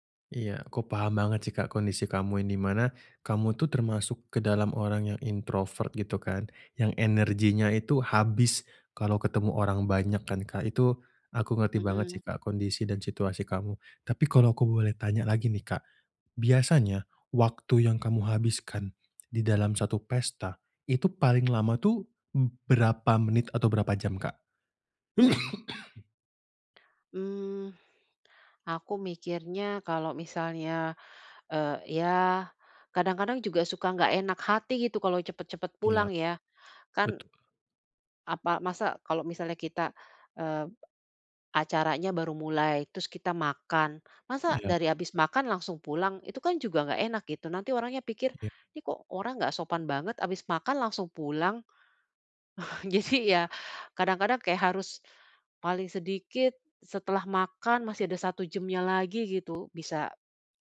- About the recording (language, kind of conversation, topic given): Indonesian, advice, Bagaimana caranya agar saya merasa nyaman saat berada di pesta?
- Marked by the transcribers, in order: in English: "introvert"; unintelligible speech; cough; other background noise; chuckle; laughing while speaking: "Jadi"